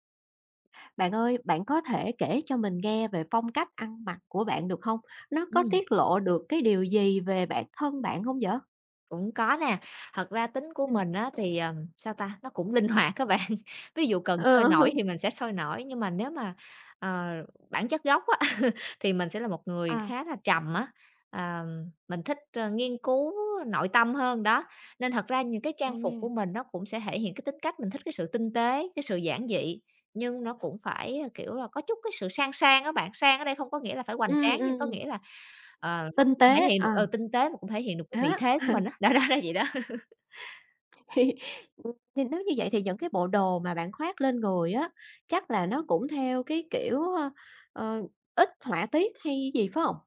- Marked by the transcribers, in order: tapping; laughing while speaking: "hoạt á bạn"; laughing while speaking: "Ờ"; chuckle; chuckle; laughing while speaking: "đó đó đó vậy đó"; chuckle; other background noise
- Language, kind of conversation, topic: Vietnamese, podcast, Phong cách ăn mặc có giúp bạn kể câu chuyện về bản thân không?